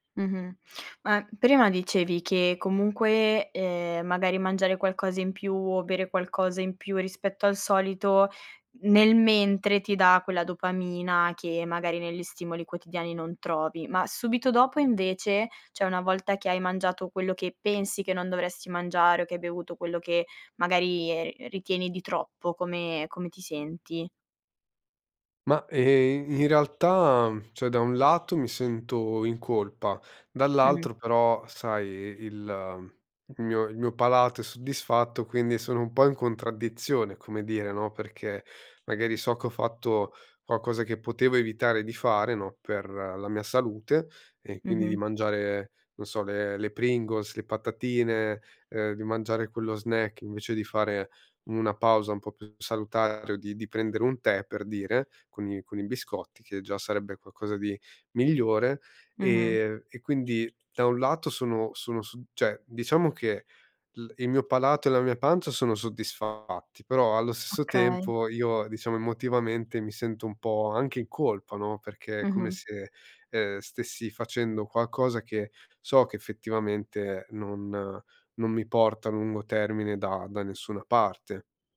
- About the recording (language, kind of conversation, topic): Italian, advice, Bere o abbuffarsi quando si è stressati
- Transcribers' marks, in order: "cioè" said as "ceh"; "cioè" said as "ceh"; tapping; "cioè" said as "ceh"